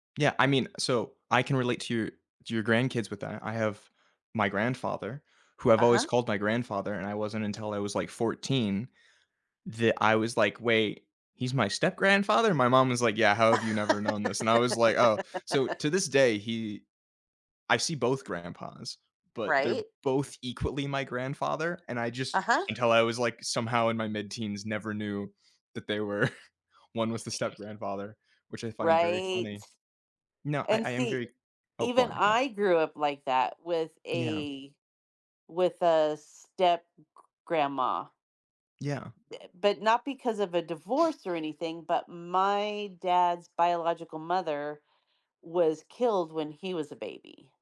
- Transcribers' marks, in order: laugh; laughing while speaking: "equally"; background speech; scoff; other background noise; sniff
- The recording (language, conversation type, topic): English, unstructured, What are some effective ways for couples to build strong relationships in blended families?
- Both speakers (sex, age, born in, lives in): female, 55-59, United States, United States; male, 20-24, United States, United States